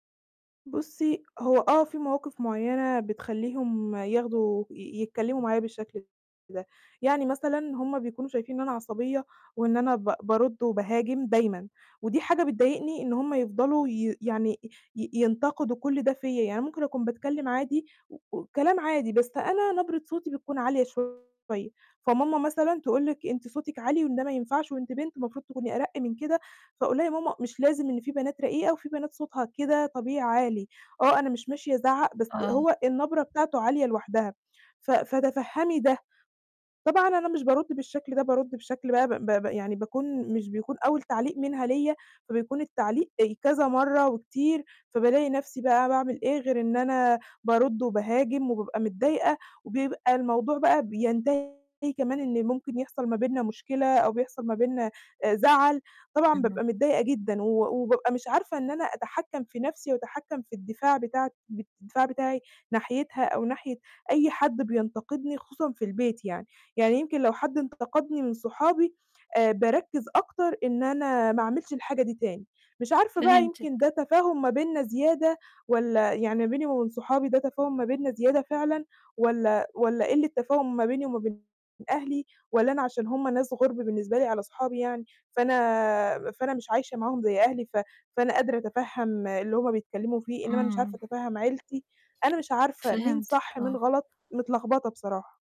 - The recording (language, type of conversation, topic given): Arabic, advice, إزاي أستقبل ملاحظات الناس من غير ما أبقى دفاعي؟
- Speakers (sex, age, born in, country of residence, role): female, 20-24, Egypt, Egypt, user; female, 40-44, Egypt, Portugal, advisor
- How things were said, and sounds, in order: distorted speech; tapping